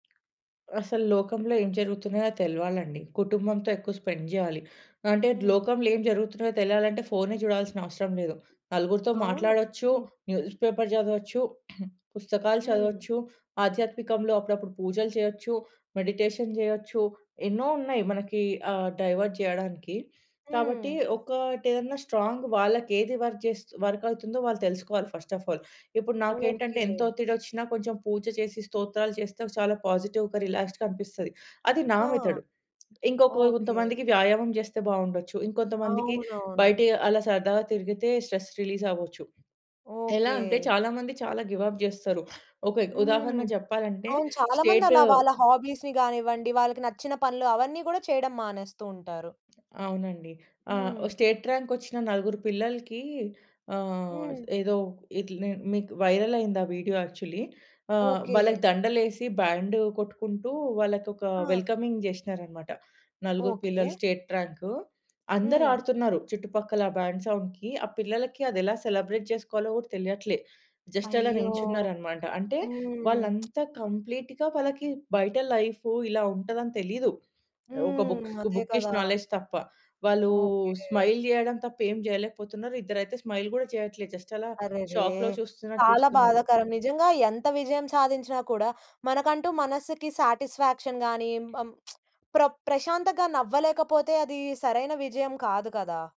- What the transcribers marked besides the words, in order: other background noise; in English: "స్పెండ్"; giggle; in English: "న్యూస్ పేపర్"; throat clearing; in English: "మెడిటేషన్"; in English: "డైవర్ట్"; in English: "స్ట్రాంగ్"; in English: "వర్క్"; in English: "వర్క్"; in English: "ఫస్ట్ ఆఫ్ ఆల్"; in English: "పాజిటివ్‌గా రిలాక్స్డ్‌గా"; in English: "స్ట్రెస్ రిలీజ్"; in English: "గివ్ అప్"; in English: "హాబీస్‌ని"; in English: "స్టేట్ ర్యాంక్"; in English: "వైరల్"; in English: "యాక్చువల్లీ"; in English: "బ్యాండ్"; in English: "వెల్కమింగ్"; in English: "బ్యాండ్ సౌండ్‌కి"; in English: "సెలబ్రేట్"; in English: "జస్ట్"; in English: "కంప్లీట్‌గా"; in English: "లైఫ్"; in English: "బుక్స్, బుకిష్ నాలెడ్జ్"; in English: "స్మైల్"; in English: "స్మైల్"; in English: "జస్ట్"; in English: "షాక్‌లో"; in English: "శాటిస్‌ఫాక్షన్"; lip smack
- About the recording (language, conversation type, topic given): Telugu, podcast, విజయం మన మానసిక ఆరోగ్యంపై ఎలా ప్రభావం చూపిస్తుంది?